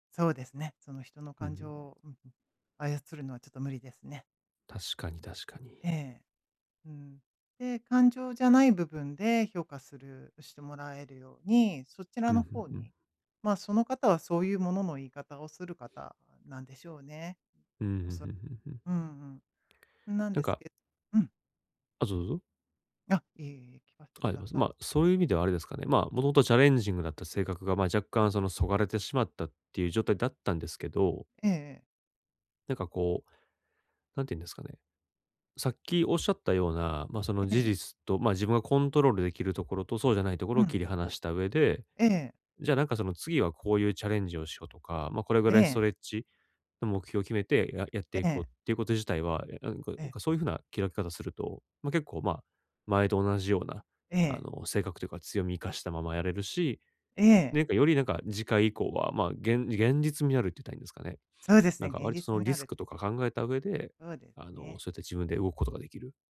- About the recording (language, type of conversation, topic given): Japanese, advice, どうすれば挫折感を乗り越えて一貫性を取り戻せますか？
- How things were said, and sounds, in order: "どうぞ" said as "ぞうぞ"; in English: "チャレンジング"; other background noise